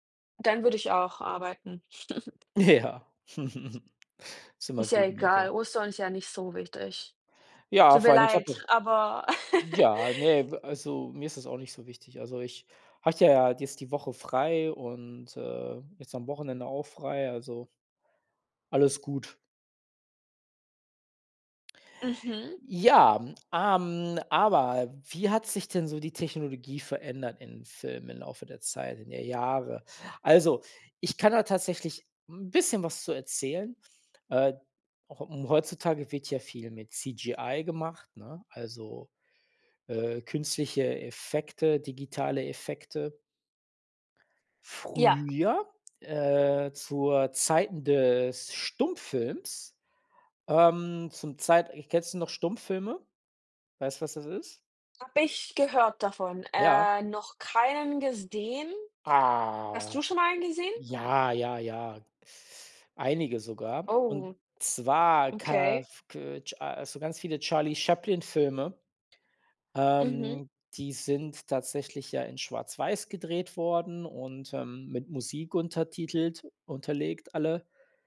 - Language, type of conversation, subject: German, unstructured, Wie hat sich die Darstellung von Technologie in Filmen im Laufe der Jahre entwickelt?
- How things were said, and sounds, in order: chuckle; laughing while speaking: "Ja"; giggle; laugh